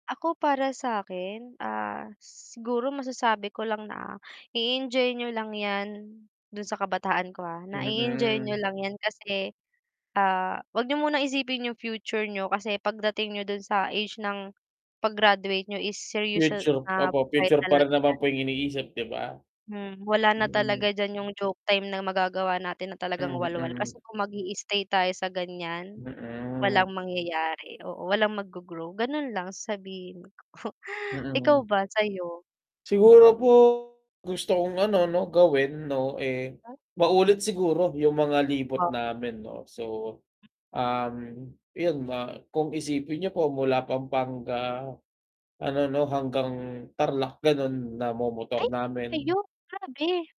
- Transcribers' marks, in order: distorted speech; tapping; static; chuckle
- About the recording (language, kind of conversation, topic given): Filipino, unstructured, Ano ang pinakamasayang alaala mo kasama ang mga kaibigan mo?